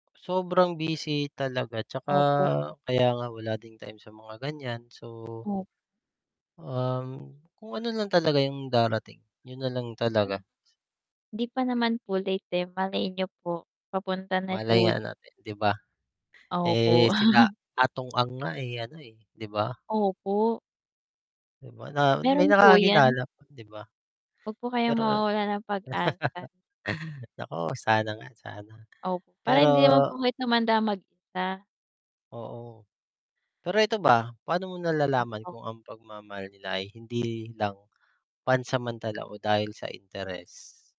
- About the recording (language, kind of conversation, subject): Filipino, unstructured, Paano mo malalaman kung totoo ang pagmamahal ng isang tao?
- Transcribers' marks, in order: static; unintelligible speech; unintelligible speech; unintelligible speech; tapping; chuckle; chuckle